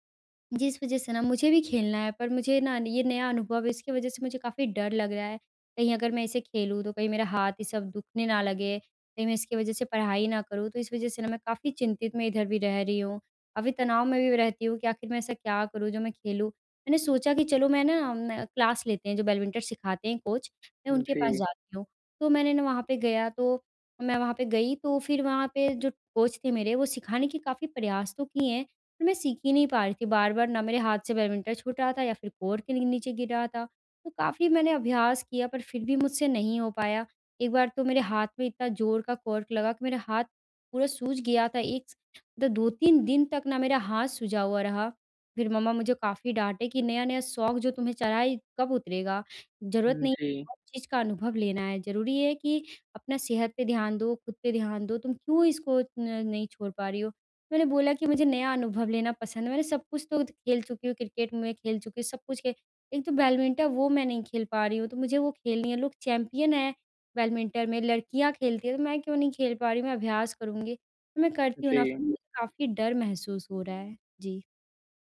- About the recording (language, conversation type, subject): Hindi, advice, नए अनुभव आज़माने के डर को कैसे दूर करूँ?
- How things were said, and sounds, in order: in English: "क्लास"; "बैडमिंटन" said as "बैडमिंटर"; in English: "कोच"; in English: "कोच"; "बैडमिंटन" said as "बैडमिंटर"; "बैडमिंटन" said as "बैलमिंटर"; in English: "चैंपियन"; "बैडमिंटन" said as "बैलमिंटर"